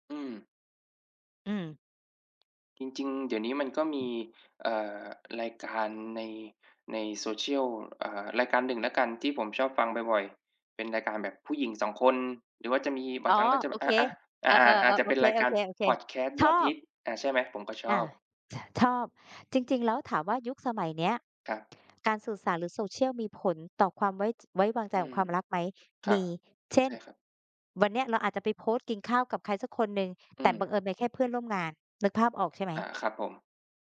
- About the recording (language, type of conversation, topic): Thai, unstructured, ความไว้ใจส่งผลต่อความรักอย่างไร?
- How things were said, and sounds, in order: tapping